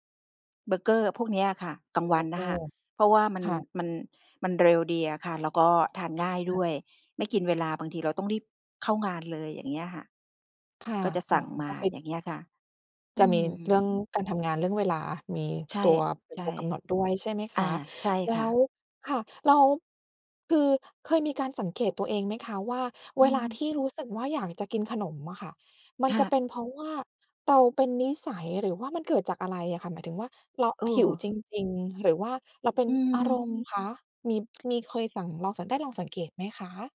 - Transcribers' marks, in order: other background noise; wind; tsk
- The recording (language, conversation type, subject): Thai, advice, พยายามลดน้ำหนักแต่ติดขนมหวานตอนกลางคืน